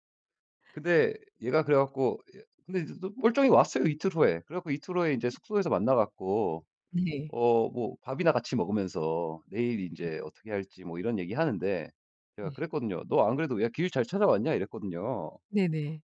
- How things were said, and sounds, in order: other background noise
- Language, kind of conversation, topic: Korean, podcast, 동네에서 만난 친절한 사람과 그때 있었던 일을 들려주실래요?